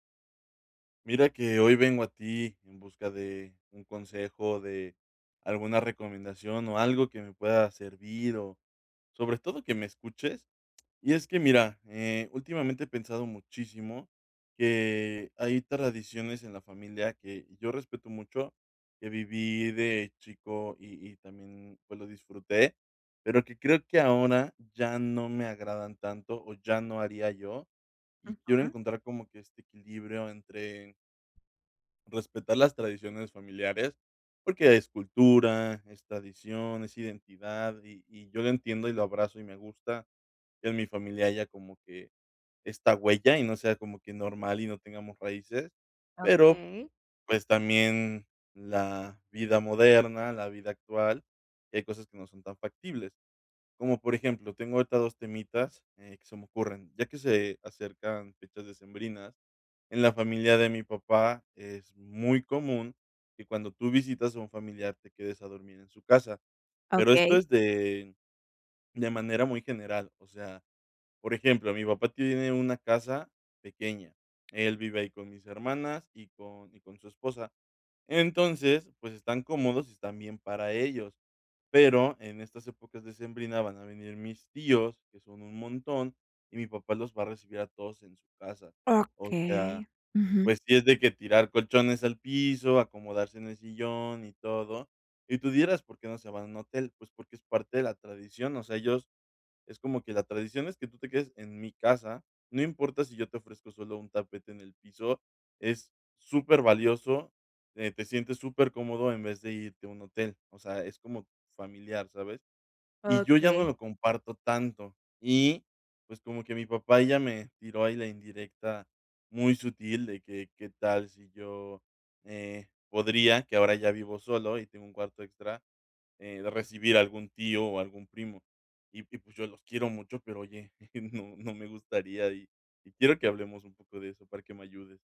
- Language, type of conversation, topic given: Spanish, advice, ¿Cómo puedes equilibrar tus tradiciones con la vida moderna?
- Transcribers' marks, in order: other background noise; chuckle